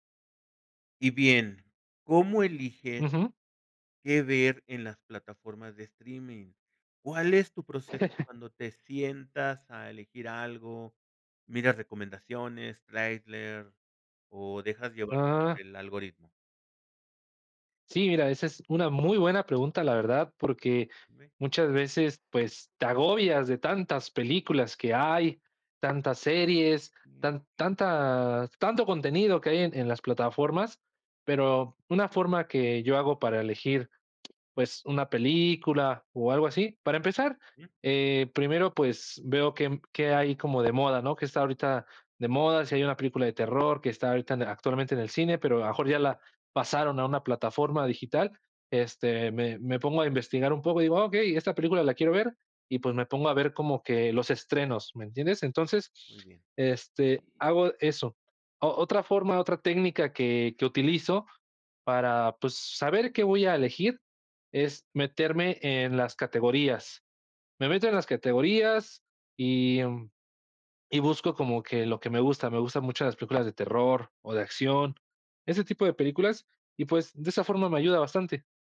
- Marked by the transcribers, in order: chuckle; tapping
- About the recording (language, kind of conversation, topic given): Spanish, podcast, ¿Cómo eliges qué ver en plataformas de streaming?